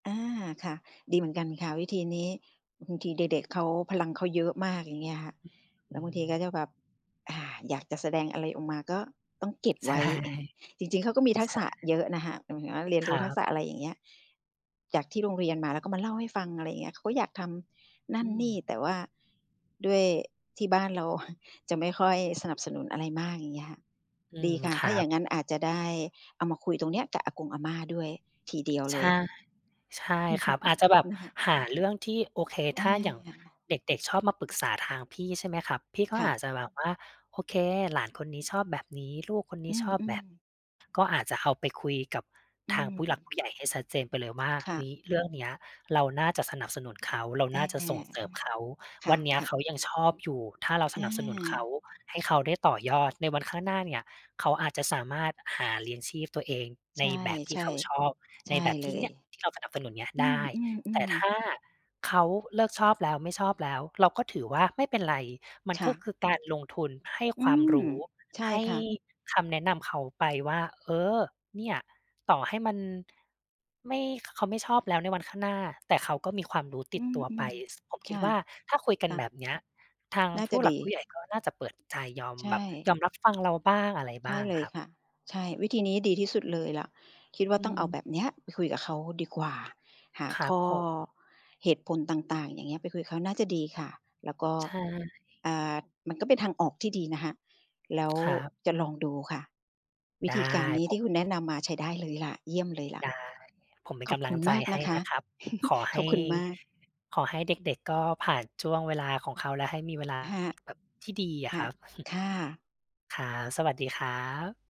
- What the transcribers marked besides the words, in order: other background noise; laughing while speaking: "ใช่"; chuckle; chuckle; chuckle; chuckle
- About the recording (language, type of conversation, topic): Thai, advice, ควรทำอย่างไรเมื่อครอบครัวใหญ่ไม่เห็นด้วยกับวิธีเลี้ยงดูลูกของเรา?